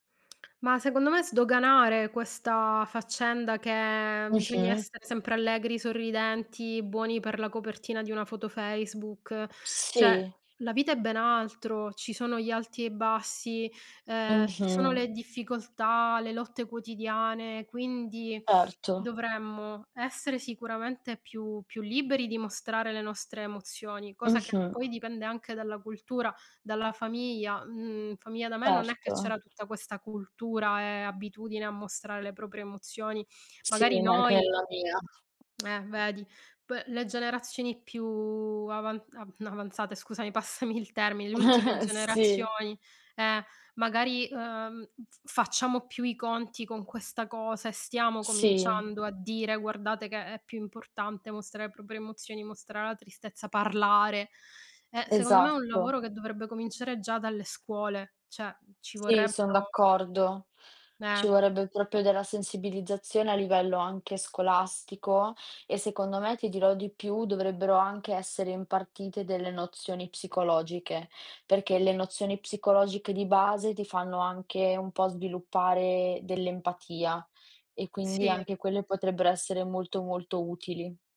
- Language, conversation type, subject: Italian, unstructured, Secondo te, perché molte persone nascondono la propria tristezza?
- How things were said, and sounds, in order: lip smack; tapping; "cioè" said as "ceh"; other background noise; lip smack; laughing while speaking: "passami"; chuckle; "cioè" said as "ceh"